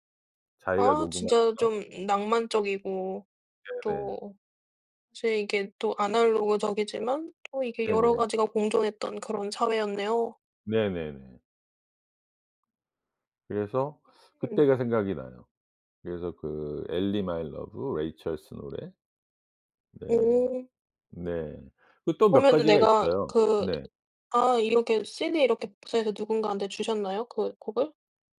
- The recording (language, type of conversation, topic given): Korean, podcast, 어떤 음악을 들으면 옛사랑이 생각나나요?
- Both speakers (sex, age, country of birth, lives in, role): female, 30-34, South Korea, Sweden, host; male, 55-59, South Korea, United States, guest
- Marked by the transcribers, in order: other background noise; in English: "Ellie, My Love, Ray Charles"; tapping